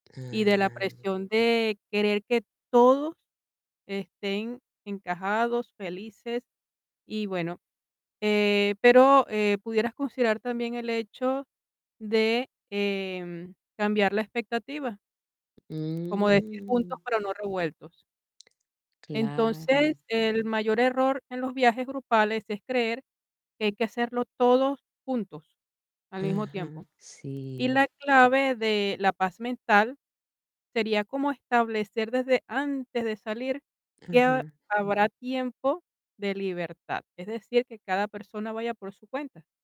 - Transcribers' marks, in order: static; tapping; drawn out: "Mm"; distorted speech
- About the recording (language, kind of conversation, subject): Spanish, advice, ¿Cómo puedo disfrutar de las vacaciones sin sentirme estresado?